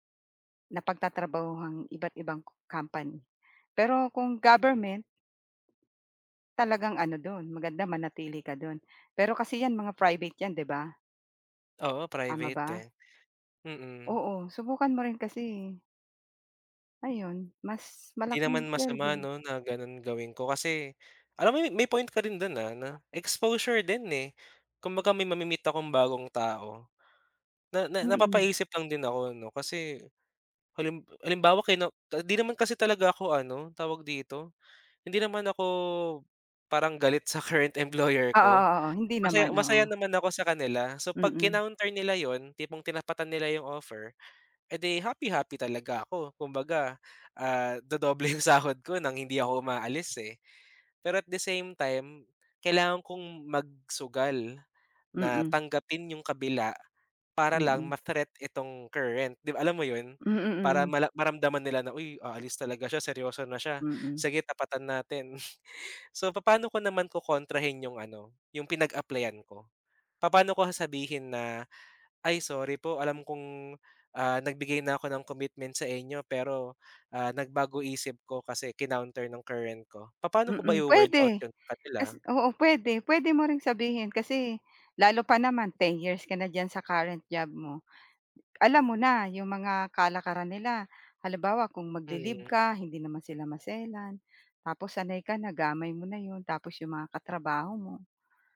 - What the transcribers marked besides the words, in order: other background noise; tapping; chuckle
- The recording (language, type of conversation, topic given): Filipino, advice, Bakit ka nag-aalala kung tatanggapin mo ang kontra-alok ng iyong employer?